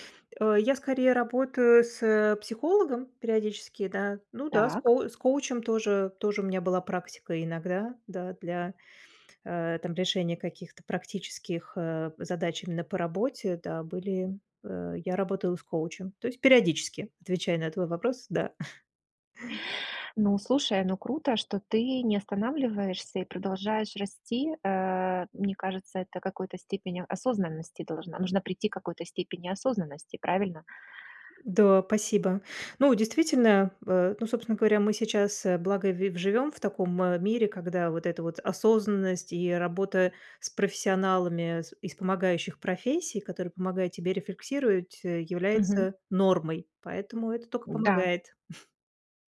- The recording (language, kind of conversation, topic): Russian, podcast, Что помогает не сожалеть о сделанном выборе?
- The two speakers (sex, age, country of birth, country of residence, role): female, 45-49, Russia, Germany, guest; female, 50-54, Ukraine, United States, host
- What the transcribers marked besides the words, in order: chuckle; other background noise; chuckle